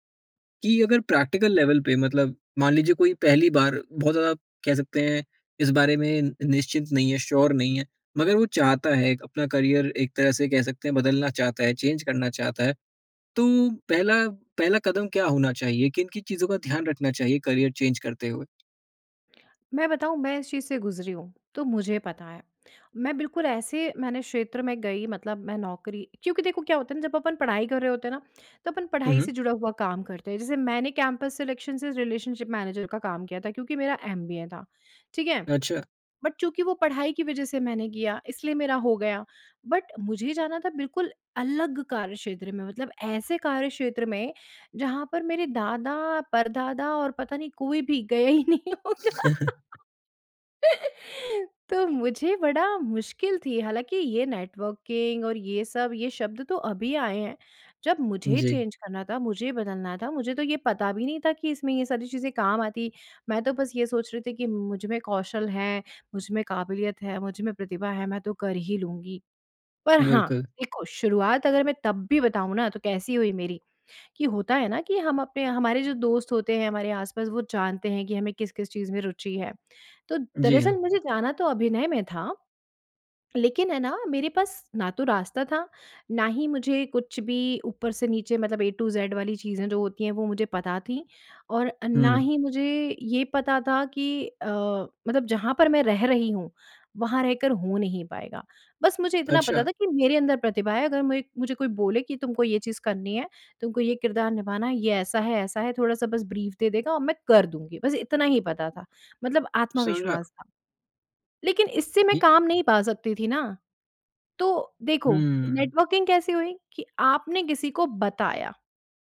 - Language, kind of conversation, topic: Hindi, podcast, करियर बदलने के लिए नेटवर्किंग कितनी महत्वपूर्ण होती है और इसके व्यावहारिक सुझाव क्या हैं?
- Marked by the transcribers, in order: in English: "प्रैक्टिकल लेवल"; in English: "श्योर"; in English: "करियर"; in English: "चेंज"; in English: "करियर चेंज"; in English: "कैंपस सिलेक्शन"; in English: "रिलेशनशिप मैनेजर"; in English: "बट"; in English: "बट"; chuckle; laughing while speaking: "ही नहीं होगा"; chuckle; in English: "नेटवर्किंग"; in English: "चेंज"; in English: "ए टू ज़ेड"; in English: "ब्रीफ"; in English: "नेटवर्किंग"